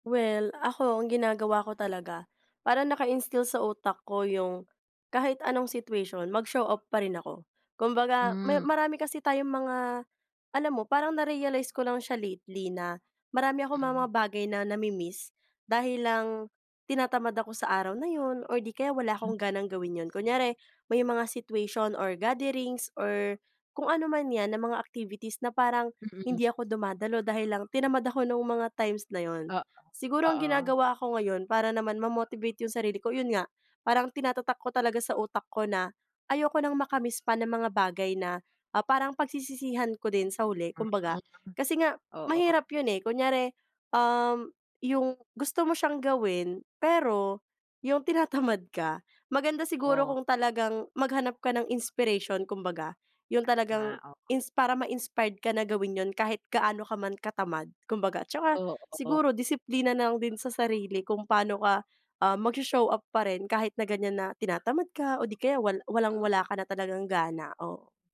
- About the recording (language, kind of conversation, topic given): Filipino, podcast, Paano mo minomotibahan ang sarili mo kapag tinatamad ka o wala kang gana?
- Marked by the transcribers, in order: other background noise